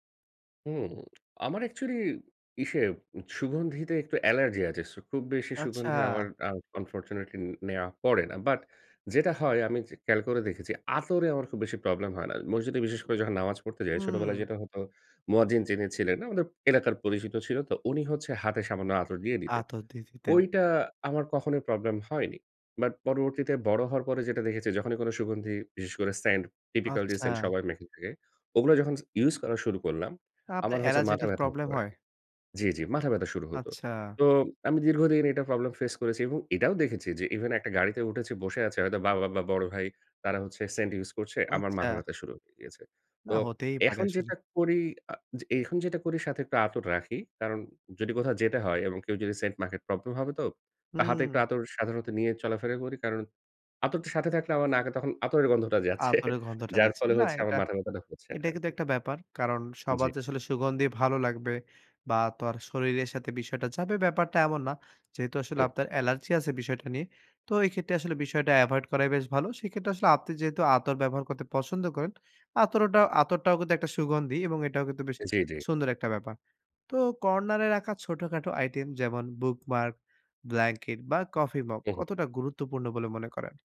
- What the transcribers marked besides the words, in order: tapping; unintelligible speech; other background noise; chuckle
- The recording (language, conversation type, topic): Bengali, podcast, বই পড়া বা আরাম করার জন্য তোমার আদর্শ কোণটা কেমন?